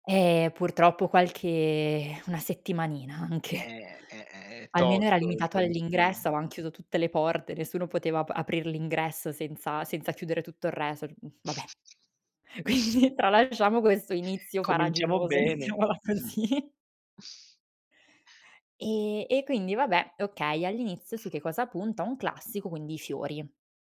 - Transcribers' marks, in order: exhale; laughing while speaking: "anche!"; "avevano" said as "avean"; chuckle; laughing while speaking: "Quindi, tralasciamo quesso"; "questo" said as "quesso"; "farraginoso" said as "faraginoso"; laughing while speaking: "mettiamola così!"; other background noise; snort; tapping
- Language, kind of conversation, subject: Italian, podcast, Hai esperienza di giardinaggio urbano o di cura delle piante sul balcone?